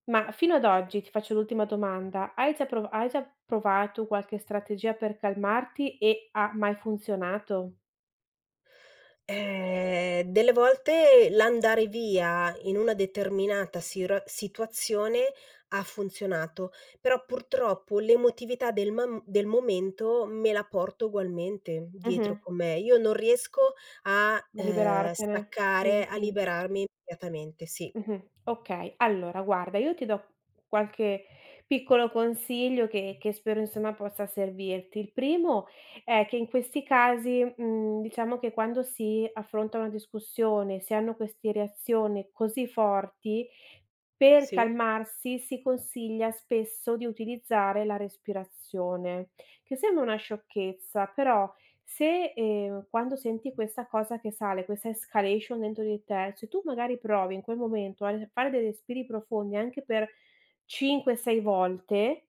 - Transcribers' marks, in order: drawn out: "Eh"; tapping; other background noise; "immediatamente" said as "diatamente"
- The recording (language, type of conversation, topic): Italian, advice, Perché fai fatica a calmarti dopo una discussione?